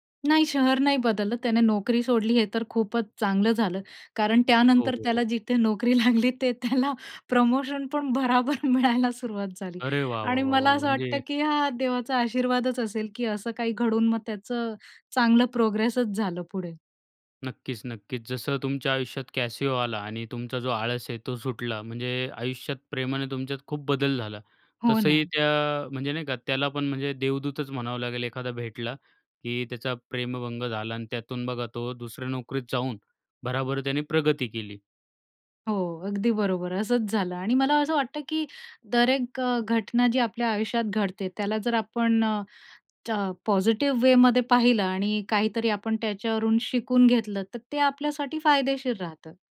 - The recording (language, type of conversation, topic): Marathi, podcast, प्रेमामुळे कधी तुमचं आयुष्य बदललं का?
- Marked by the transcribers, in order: laughing while speaking: "नोकरी लागली, तिथे त्याला प्रमोशनपण भराभर मिळायला सुरुवात झाली"; in English: "प्रोग्रेसच"; in English: "पॉझिटिव्ह वेमध्ये"